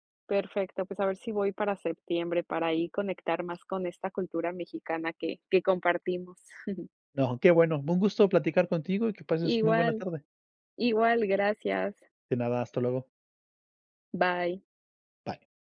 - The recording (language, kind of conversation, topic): Spanish, unstructured, ¿Qué papel juega la comida en la identidad cultural?
- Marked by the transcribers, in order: chuckle